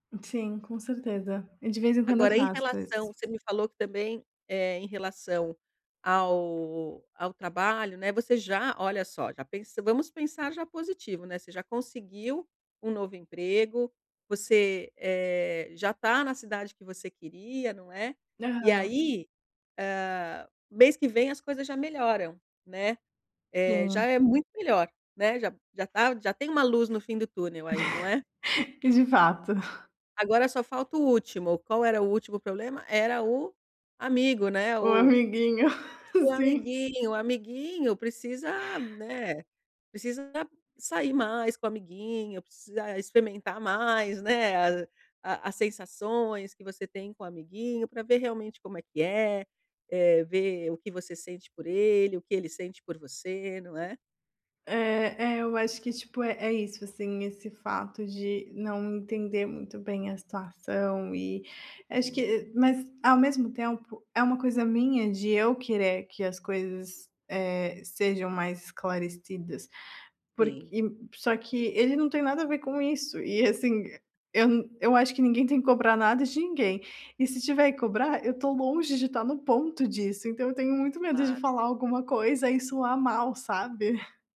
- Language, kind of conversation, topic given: Portuguese, advice, Como posso conviver com a ansiedade sem me culpar tanto?
- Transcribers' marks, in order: other background noise; giggle; chuckle; chuckle; tapping